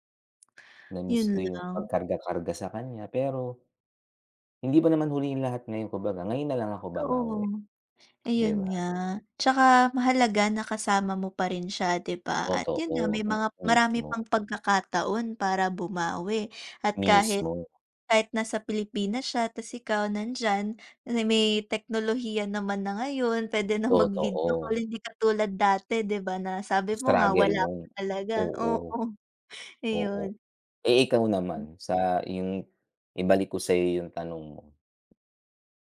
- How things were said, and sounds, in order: tapping; other background noise; background speech
- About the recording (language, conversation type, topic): Filipino, unstructured, Ano ang pinakamahirap na desisyong nagawa mo sa buhay mo?